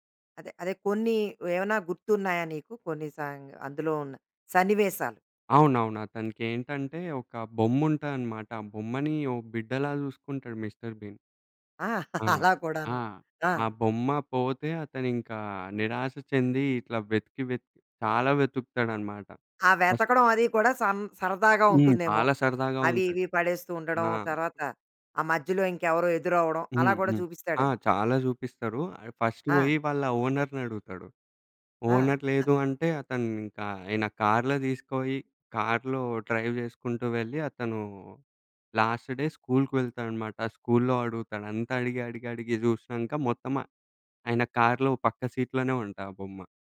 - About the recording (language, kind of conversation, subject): Telugu, podcast, చిన్న వయసులో మీరు చూసిన ఒక కార్టూన్ గురించి చెప్పగలరా?
- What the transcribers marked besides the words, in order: chuckle; other background noise; in English: "ఫస్ట్"; in English: "ఓనర్‌ని"; in English: "ఓనర్"; chuckle; in English: "డ్రైవ్"; in English: "లాస్ట్ డే"